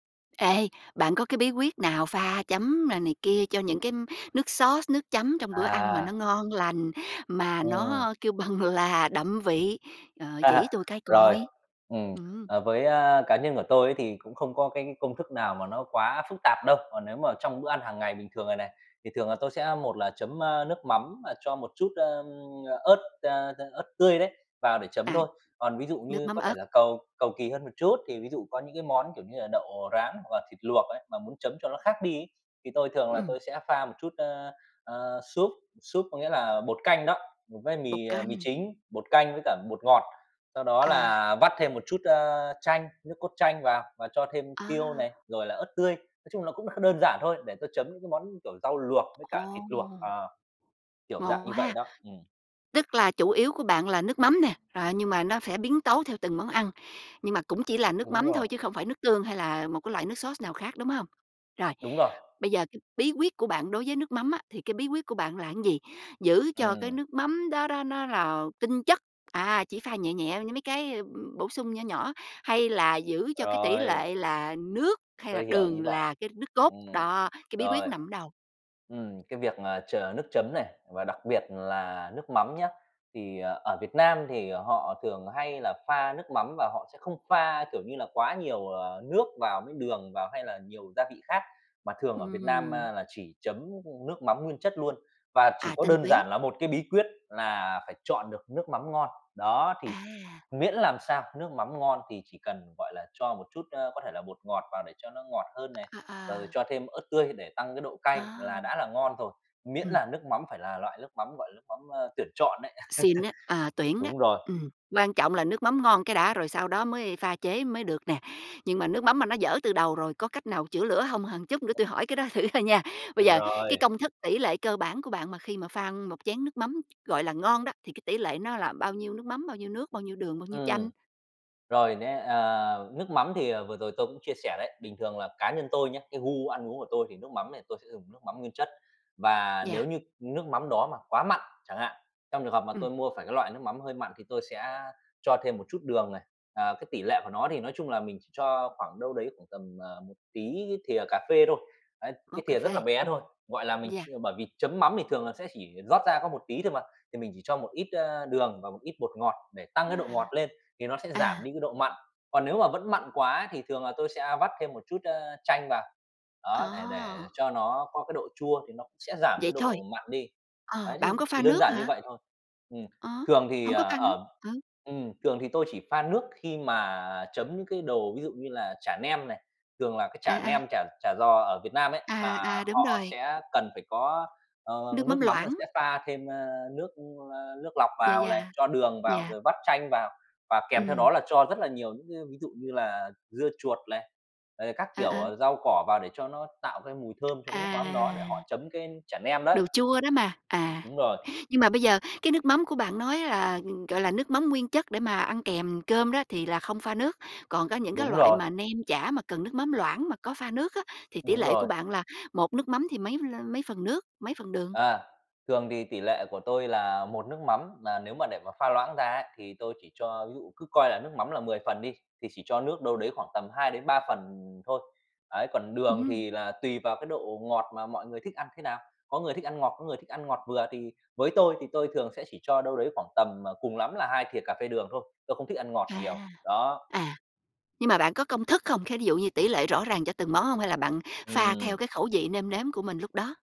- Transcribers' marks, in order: in English: "sauce"; tapping; laughing while speaking: "bằng là"; other background noise; laugh; "sẽ" said as "phẽ"; in English: "sauce"; "nước" said as "lước"; laugh; laughing while speaking: "thử thôi nha"; "này" said as "lày"
- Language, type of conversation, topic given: Vietnamese, podcast, Bạn có bí quyết nào để pha nước chấm thật ngon không?